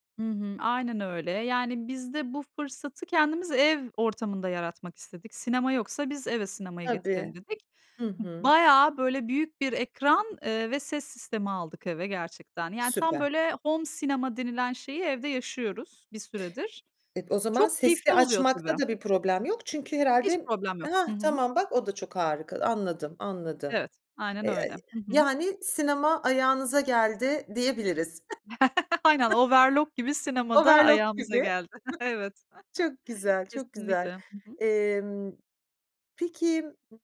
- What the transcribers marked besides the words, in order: tapping; in English: "home"; other background noise; chuckle; laughing while speaking: "Evet"; chuckle; other noise
- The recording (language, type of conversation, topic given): Turkish, podcast, Sinema salonunda mı yoksa evde mi film izlemeyi tercih edersin ve neden?